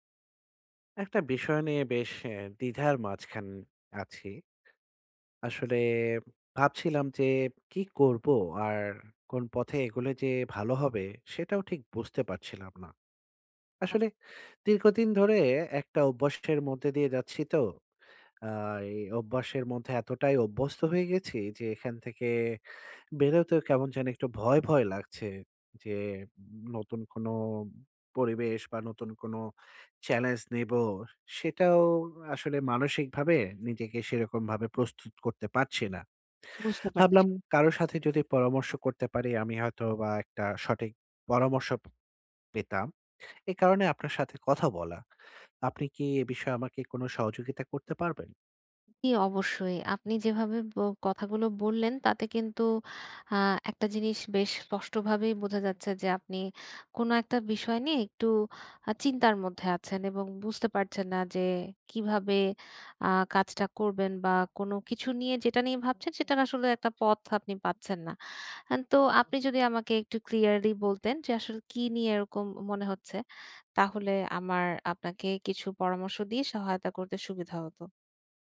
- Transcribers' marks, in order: horn
- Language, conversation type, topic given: Bengali, advice, আমি কীভাবে দীর্ঘদিনের স্বস্তির গণ্ডি ছেড়ে উন্নতি করতে পারি?